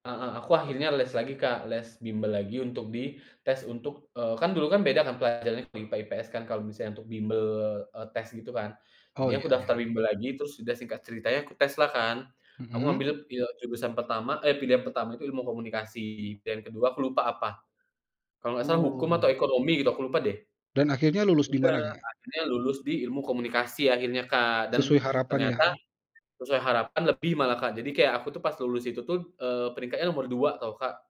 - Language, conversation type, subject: Indonesian, podcast, Bagaimana kamu mengelola ekspektasi dari keluarga atau teman?
- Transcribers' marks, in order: none